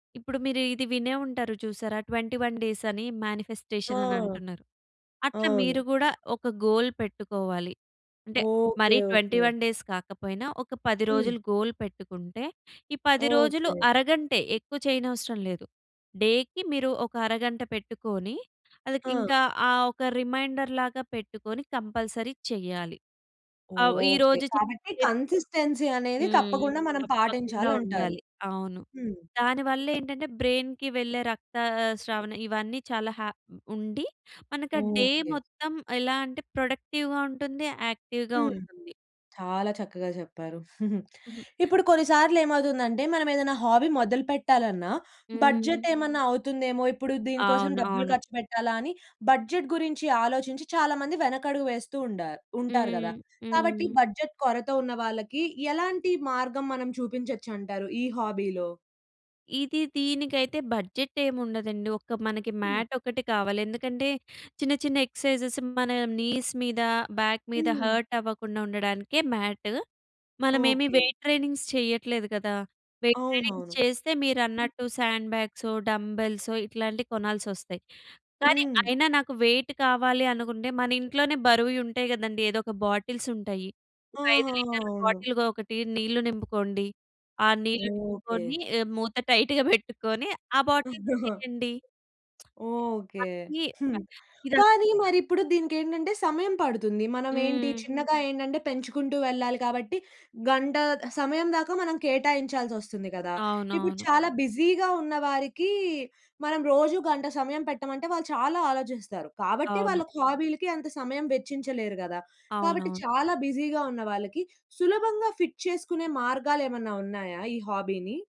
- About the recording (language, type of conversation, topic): Telugu, podcast, ఈ హాబీని మొదలుపెట్టడానికి మీరు సూచించే దశలు ఏవి?
- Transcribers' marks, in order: in English: "ట్వంటివన్ డేస్"; in English: "మానిఫెస్టేషన్"; in English: "గోల్"; in English: "ట్వంటివన్ డేస్"; in English: "గోల్"; other background noise; in English: "డే‌కి"; in English: "రిమైండర్‌లాగా"; in English: "కంపల్సరీ"; in English: "కన్సిస్టెన్సీ"; in English: "బ్రెయిన్‌కి"; in English: "డే"; in English: "ప్రొడక్టివ్‌గా"; in English: "యాక్టివ్‌గా"; chuckle; other noise; in English: "హాబీ"; in English: "బడ్జెట్"; in English: "బడ్జెట్"; in English: "బడ్జెట్"; in English: "బడ్జెట్"; in English: "మ్యాట్"; in English: "నీస్"; in English: "బాక్"; in English: "మ్యాట్"; in English: "వెయిట్ ట్రెయినింగ్స్"; in English: "వెయిట్ ట్రైనింగ్స్"; in English: "శాండ్"; in English: "వెయిట్"; chuckle; lip smack; in English: "బిజీ‌గా"; in English: "బిజీ‌గా"; in English: "ఫిట్"; in English: "హాబీ‌ని?"